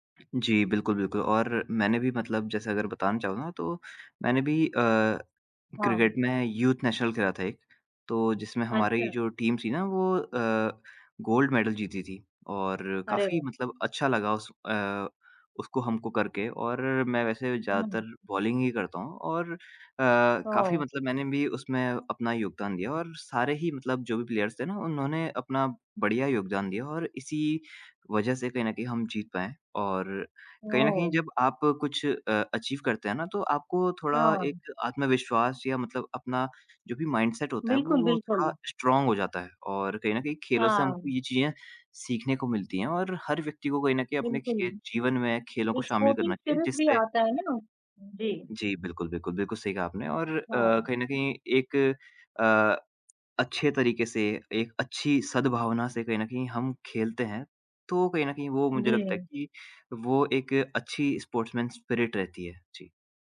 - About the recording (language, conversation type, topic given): Hindi, unstructured, खेल-कूद से हमारे जीवन में क्या-क्या लाभ होते हैं?
- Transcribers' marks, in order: in English: "यूथ नेशनल"; in English: "टीम"; in English: "प्लेयर्स"; in English: "अचीव"; in English: "माइंड-सेट"; in English: "स्ट्रॉन्ग"; in English: "स्पोर्टिंग स्पिरिट"; in English: "स्पोर्ट्समैन स्पिरिट"